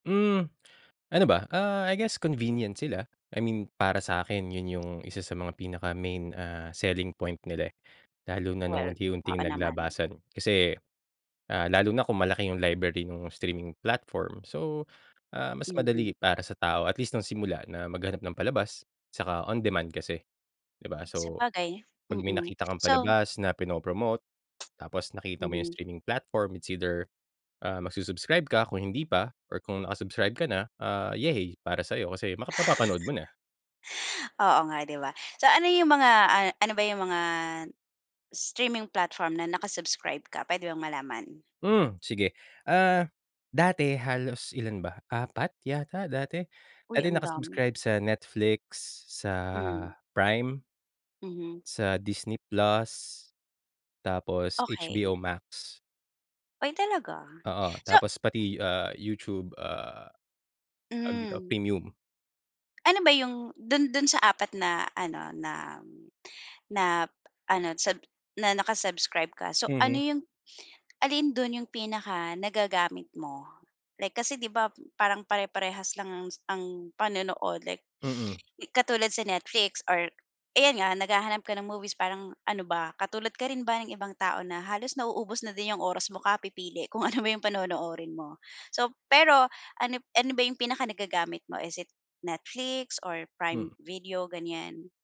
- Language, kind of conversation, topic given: Filipino, podcast, Ano ang saloobin mo tungkol sa mga suskripsiyon sa panonood online?
- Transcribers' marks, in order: laugh; laughing while speaking: "ano ba"